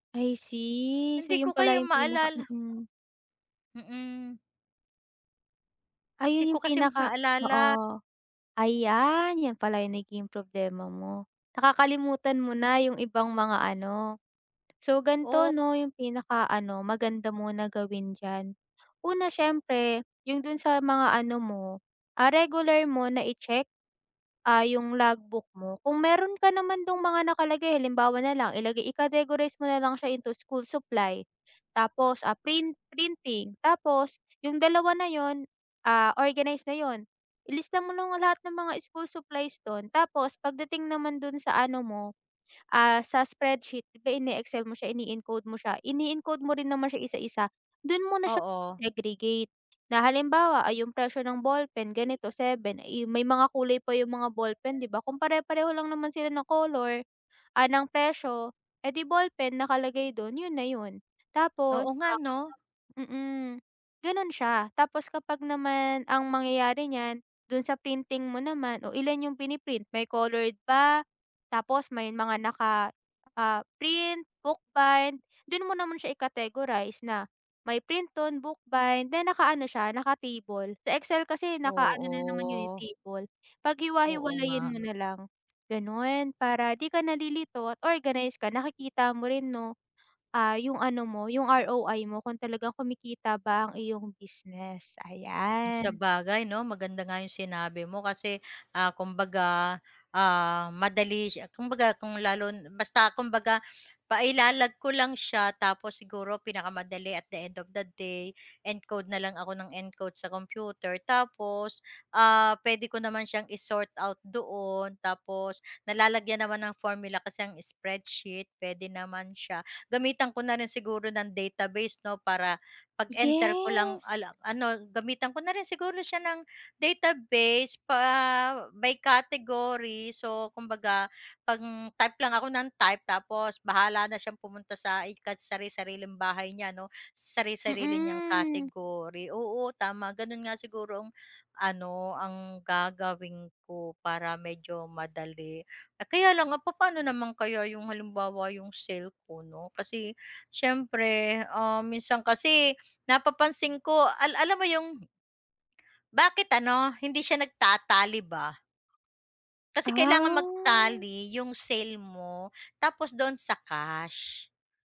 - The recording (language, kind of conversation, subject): Filipino, advice, Paano ako makakapagmuni-muni at makakagamit ng naidokumento kong proseso?
- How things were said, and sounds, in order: tapping; other background noise